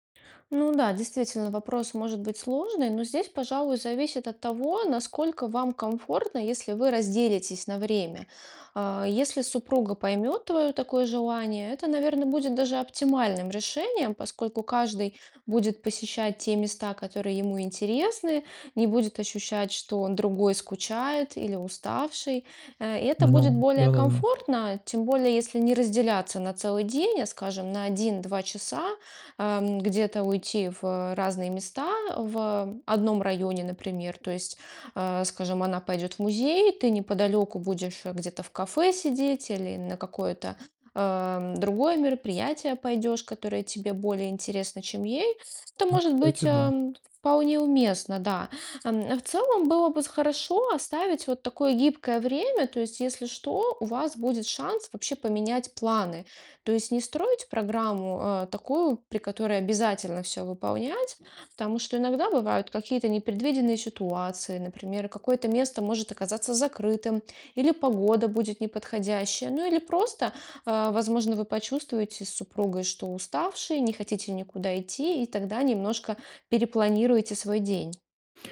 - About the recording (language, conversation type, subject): Russian, advice, Как совместить насыщенную программу и отдых, чтобы не переутомляться?
- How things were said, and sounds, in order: distorted speech; other background noise; tapping